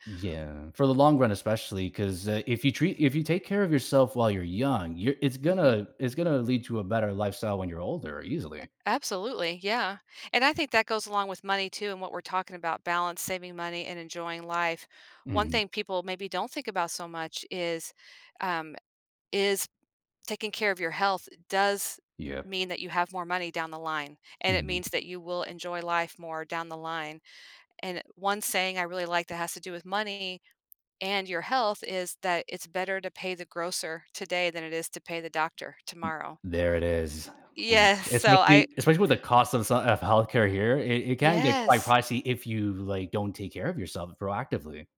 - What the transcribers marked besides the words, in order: other background noise; tapping; laughing while speaking: "Yes"
- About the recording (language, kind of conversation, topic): English, unstructured, How do you balance saving money and enjoying life?
- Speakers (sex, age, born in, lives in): female, 55-59, United States, United States; male, 25-29, Colombia, United States